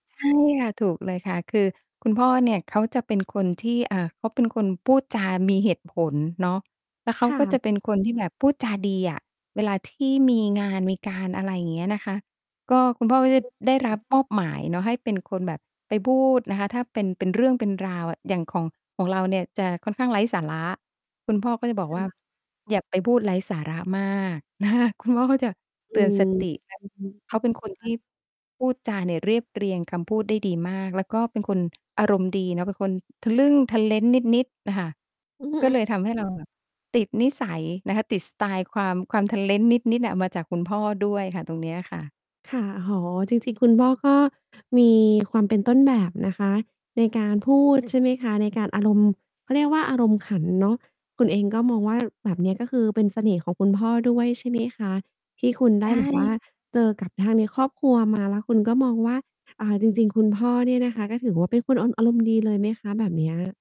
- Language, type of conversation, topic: Thai, podcast, มีใครในครอบครัวที่มีอิทธิพลต่อสไตล์ของคุณบ้าง และเขามีอิทธิพลกับคุณอย่างไร?
- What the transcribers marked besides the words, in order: mechanical hum; distorted speech; laughing while speaking: "นะคะ"; tapping